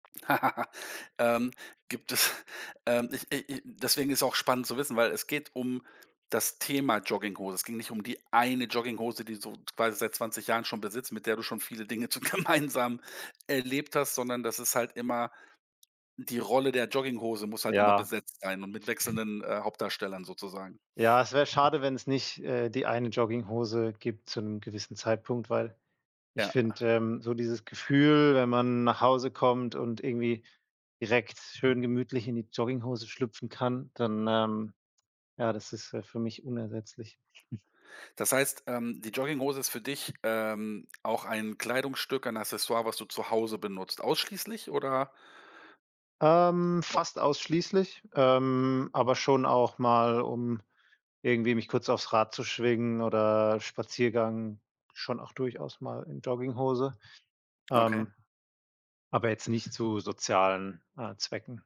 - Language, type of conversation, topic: German, podcast, Was ist dein Lieblingsstück, und warum ist es dir so wichtig?
- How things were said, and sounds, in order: chuckle; laughing while speaking: "es"; stressed: "eine"; laughing while speaking: "zu gemeinsam"; other background noise; chuckle; tapping